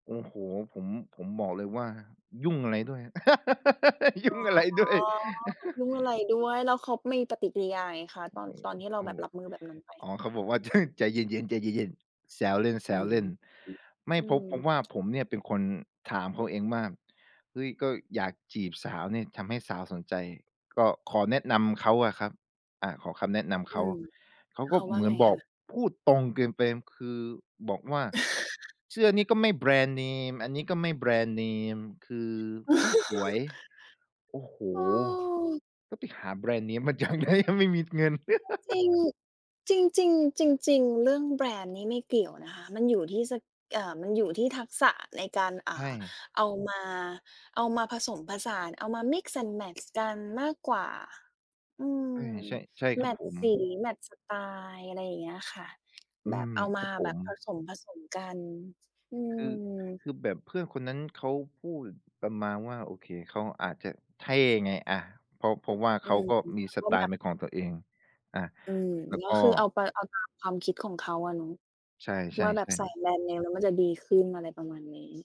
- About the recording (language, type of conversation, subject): Thai, podcast, คุณเคยโดนวิจารณ์เรื่องสไตล์ไหม แล้วรับมือยังไง?
- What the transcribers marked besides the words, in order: laugh; drawn out: "อ๋อ"; laughing while speaking: "ยุ่งอะไรด้วย"; chuckle; tapping; chuckle; drawn out: "อืม"; other background noise; chuckle; laugh; laughing while speaking: "จากไหน"; laugh; in English: "mix and match"